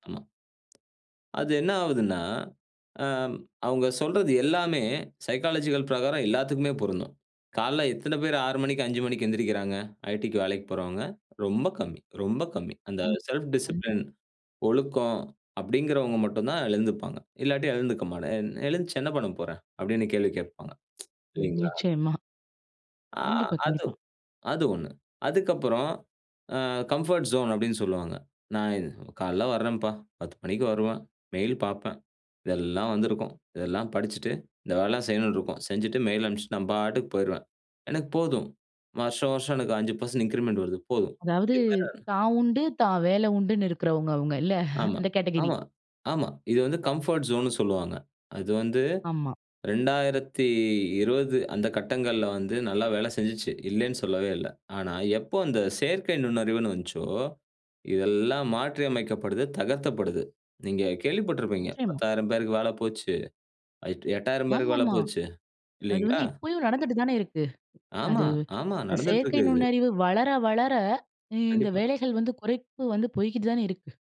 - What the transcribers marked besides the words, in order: other noise; in English: "சைக்காலஜிக்கல்"; in English: "ஐடிக்கு"; in English: "செல்ஃப் டிசிப்ளின்"; tongue click; in English: "கம்ஃபோர்ட் ஜோன்னு"; in English: "மெயில்"; in English: "மெயில்"; in English: "இன்கிரிமண்ட்"; unintelligible speech; chuckle; in English: "கேட்டகிரி"; in English: "கம்ஃபர்ட் ஜோன்னு"
- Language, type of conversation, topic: Tamil, podcast, புதிய வேலை தேடலில் பயனுள்ள தொடர்பு வலையமைப்பை உருவாக்க என்னென்ன வழிகள் உள்ளன?